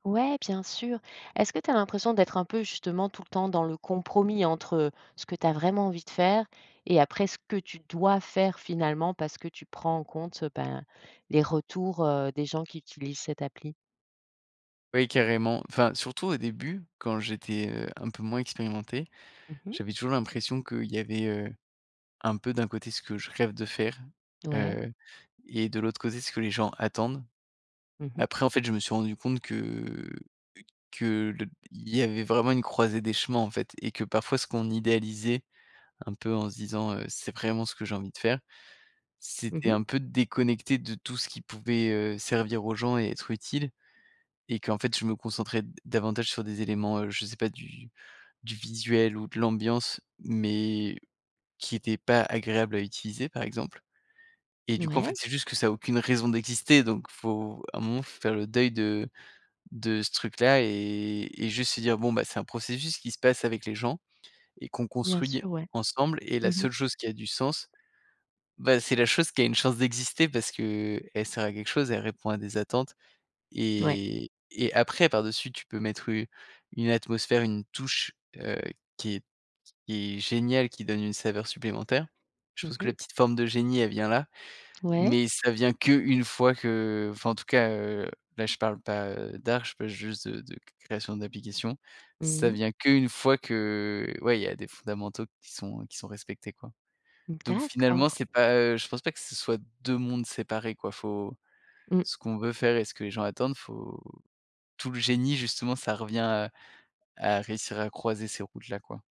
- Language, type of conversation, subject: French, podcast, Qu’est-ce qui te met dans un état de création intense ?
- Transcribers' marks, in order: tapping; other background noise